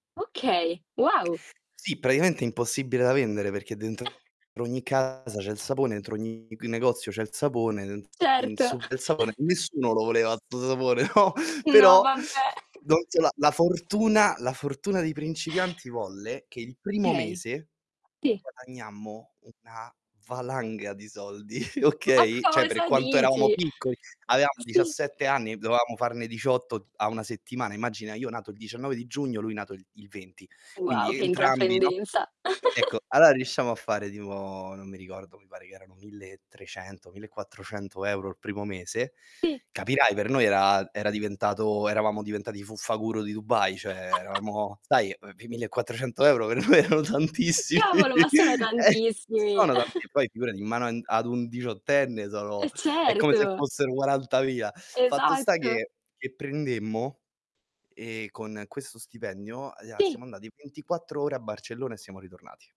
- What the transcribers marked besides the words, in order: other background noise; other noise; distorted speech; chuckle; tapping; unintelligible speech; laughing while speaking: "'sto sapone, o, però"; "no" said as "o"; chuckle; "Okay" said as "kay"; "Sì" said as "tì"; chuckle; "cioè" said as "ceh"; "eravamo" said as "eraamo"; "avevamo" said as "aveamo"; "dovevamo" said as "doveamo"; chuckle; static; chuckle; "cioè" said as "ceh"; laughing while speaking: "per me erano tantissimi! E"; chuckle
- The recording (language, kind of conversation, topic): Italian, unstructured, Qual è stato il viaggio che ti ha cambiato di più?
- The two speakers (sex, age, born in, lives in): female, 20-24, Italy, Italy; male, 25-29, Italy, Italy